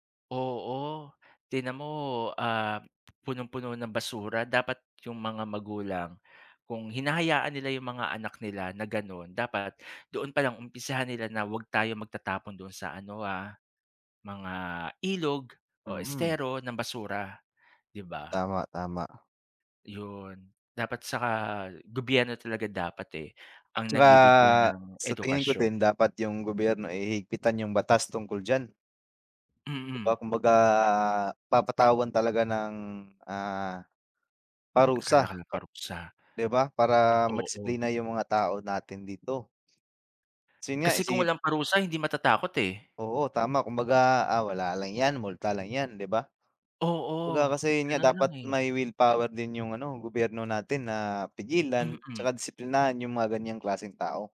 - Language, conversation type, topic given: Filipino, unstructured, Paano mo mahihikayat ang mga tao sa inyong lugar na alagaan ang kalikasan?
- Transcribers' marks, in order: other background noise